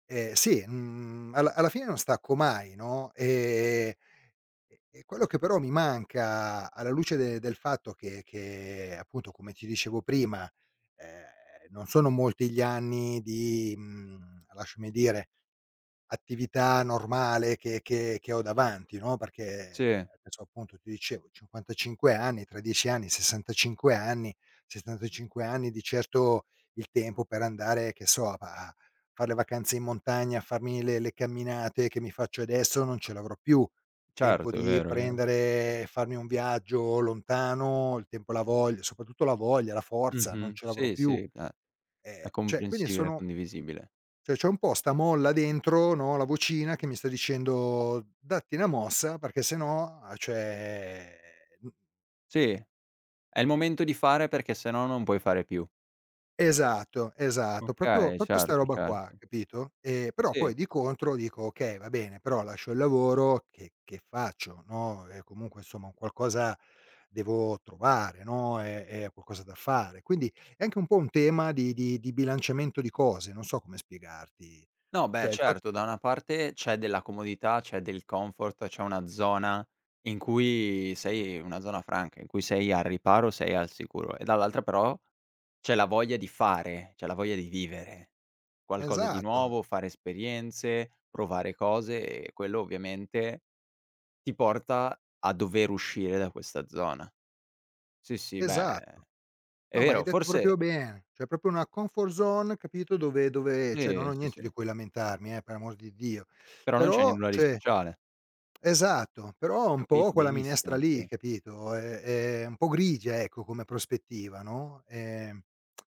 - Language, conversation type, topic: Italian, advice, Perché stai pensando di cambiare carriera a metà della tua vita?
- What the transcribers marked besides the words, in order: "cioè" said as "ceh"; "cioè" said as "ceh"; "proprio" said as "propio"; "proprio" said as "propio"; "proprio" said as "propio"; "cioè" said as "ceh"; "proprio" said as "propio"; "cioè" said as "ceh"; tongue click